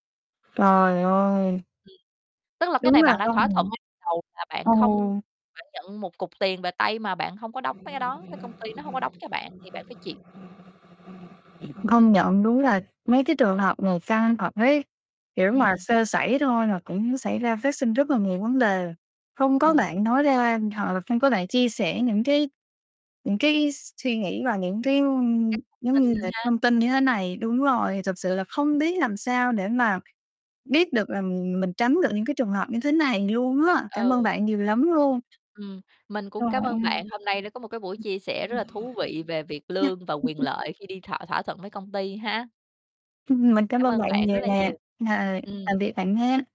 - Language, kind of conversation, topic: Vietnamese, podcast, Bạn thường thương lượng lương và các quyền lợi như thế nào?
- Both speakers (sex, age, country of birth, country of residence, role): female, 25-29, Vietnam, Vietnam, host; female, 30-34, Vietnam, Vietnam, guest
- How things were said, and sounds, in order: static; distorted speech; chuckle; tapping